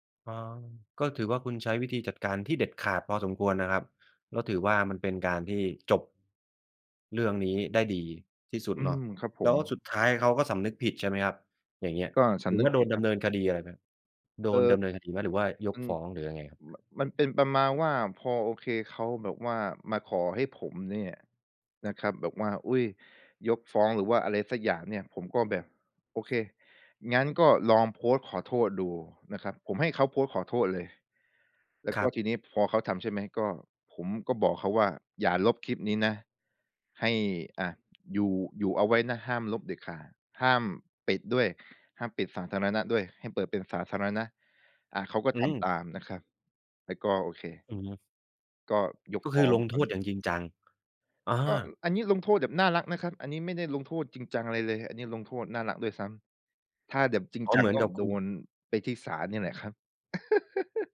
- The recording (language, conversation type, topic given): Thai, podcast, เวลาเครียดมากๆ คุณมีวิธีคลายเครียดอย่างไร?
- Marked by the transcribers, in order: other background noise; tapping; "แบบ" said as "แดบ"; chuckle